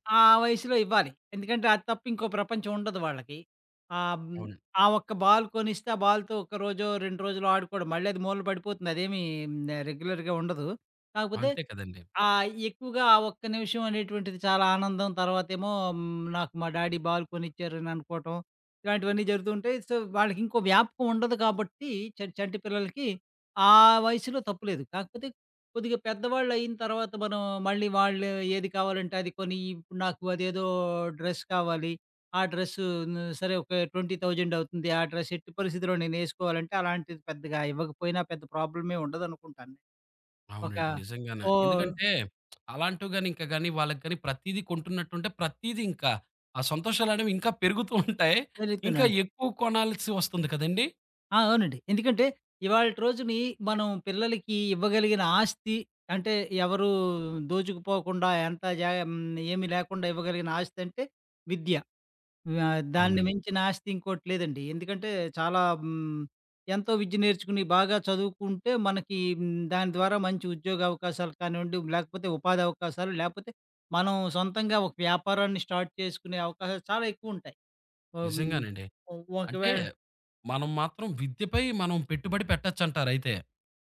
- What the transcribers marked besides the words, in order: in English: "బాల్"; in English: "బాల్‌తో"; in English: "రెగ్యులర్‌గా"; in English: "డ్యాడీ బాల్"; in English: "సో"; in English: "డ్రెస్"; in English: "డ్రెస్"; lip smack; laughing while speaking: "పెరుగుతూంటాయి"; in English: "స్టార్ట్"
- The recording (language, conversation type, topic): Telugu, podcast, పిల్లలకు తక్షణంగా ఆనందాలు కలిగించే ఖర్చులకే ప్రాధాన్యం ఇస్తారా, లేక వారి భవిష్యత్తు విద్య కోసం దాచిపెట్టడానికే ప్రాధాన్యం ఇస్తారా?